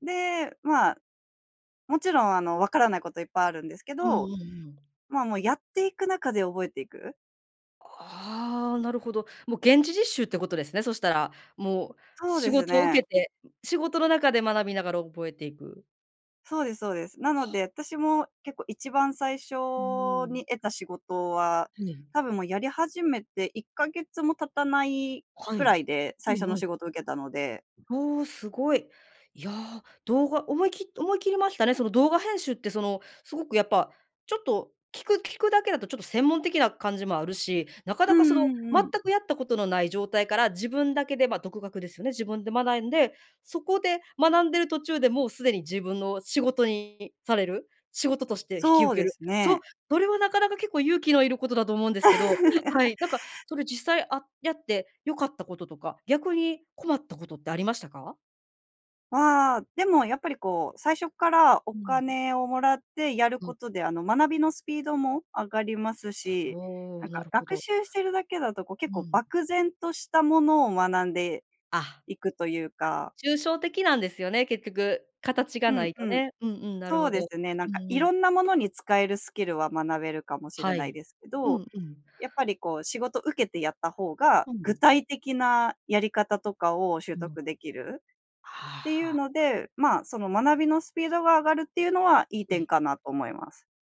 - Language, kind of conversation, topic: Japanese, podcast, スキルをゼロから学び直した経験を教えてくれますか？
- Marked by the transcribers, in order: laugh; stressed: "具体的"